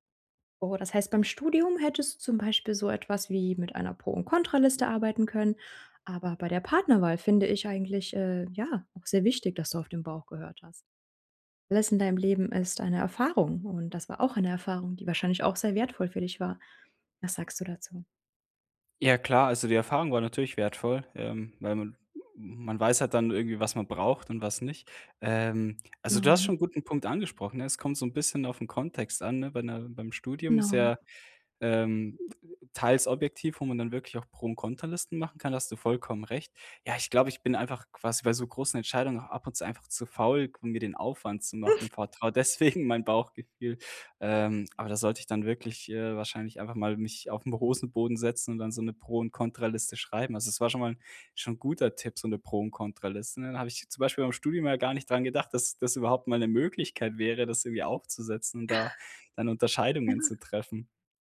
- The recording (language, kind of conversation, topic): German, advice, Wie entscheide ich bei wichtigen Entscheidungen zwischen Bauchgefühl und Fakten?
- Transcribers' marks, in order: unintelligible speech; laugh; laughing while speaking: "deswegen"; chuckle